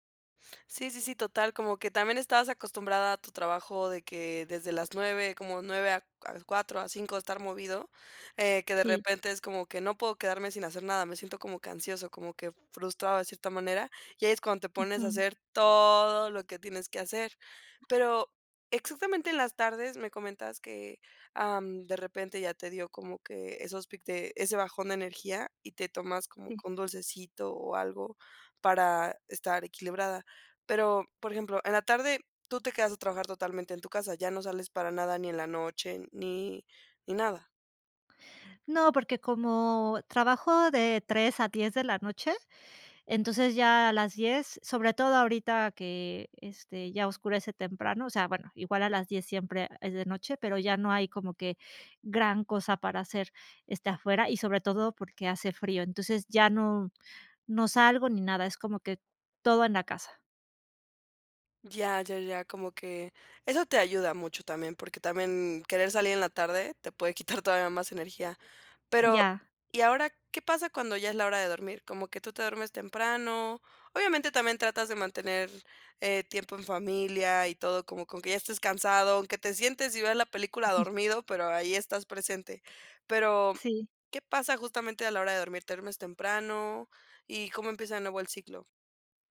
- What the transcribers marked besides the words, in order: other background noise; stressed: "todo"
- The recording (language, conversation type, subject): Spanish, advice, ¿Cómo puedo mantener mi energía constante durante el día?